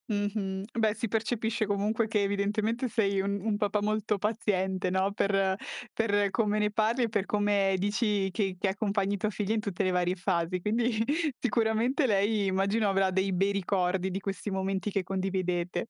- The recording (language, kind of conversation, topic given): Italian, podcast, Come si trasmettono le tradizioni ai bambini?
- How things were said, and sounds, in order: chuckle